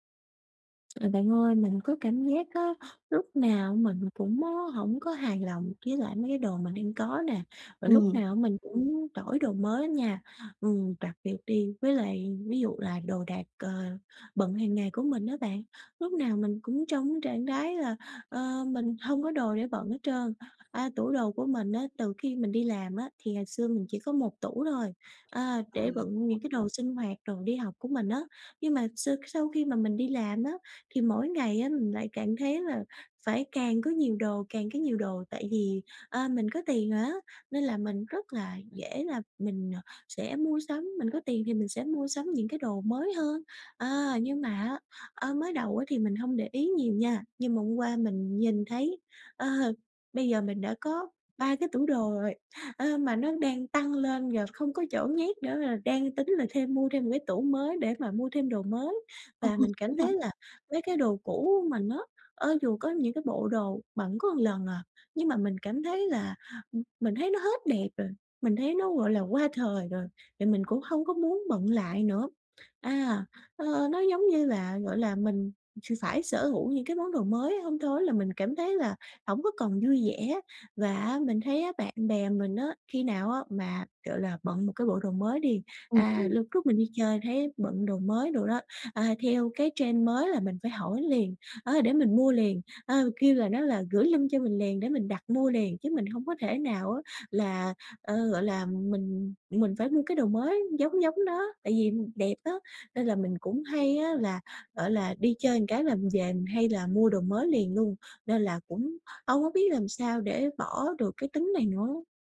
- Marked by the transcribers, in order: tapping; other background noise; laughing while speaking: "ờ"; in English: "trend"; in English: "link"
- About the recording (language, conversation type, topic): Vietnamese, advice, Làm sao để hài lòng với những thứ mình đang có?